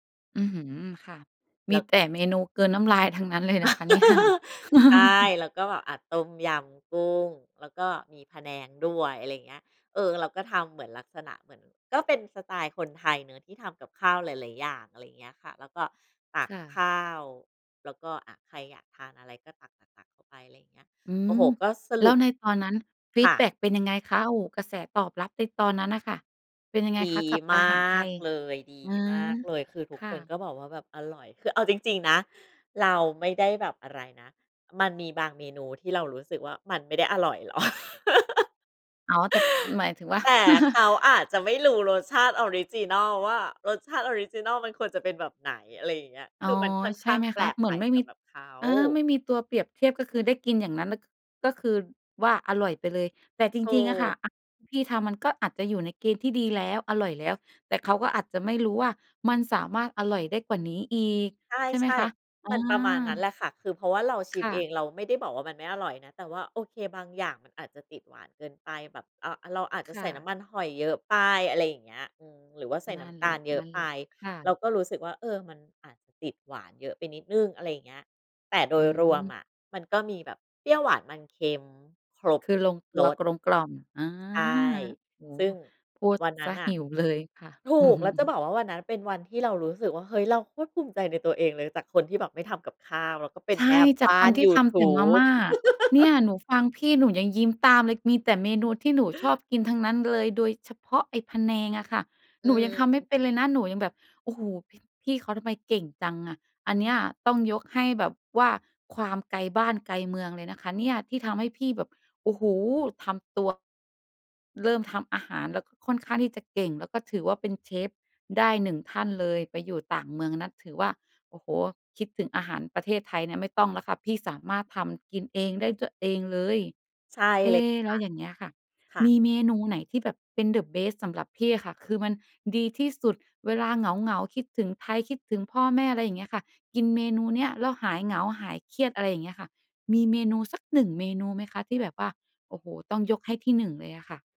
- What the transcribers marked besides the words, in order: laugh; laughing while speaking: "เนี่ย"; chuckle; laughing while speaking: "หรอก"; laugh; chuckle; chuckle; laugh; in English: "เดอะเบสต์"
- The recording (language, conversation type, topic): Thai, podcast, อาหารช่วยให้คุณปรับตัวได้อย่างไร?